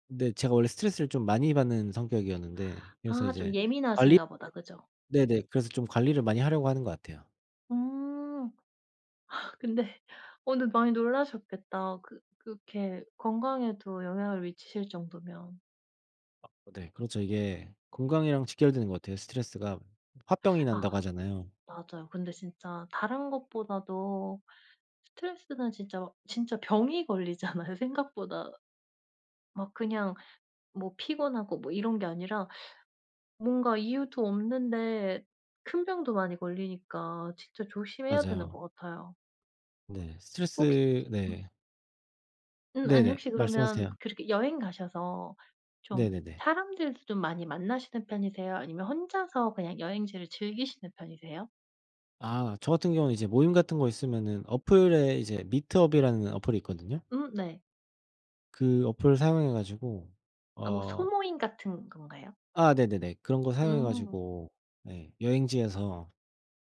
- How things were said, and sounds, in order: laughing while speaking: "근데"; teeth sucking; laughing while speaking: "걸리잖아요"; other background noise
- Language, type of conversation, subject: Korean, unstructured, 취미가 스트레스 해소에 어떻게 도움이 되나요?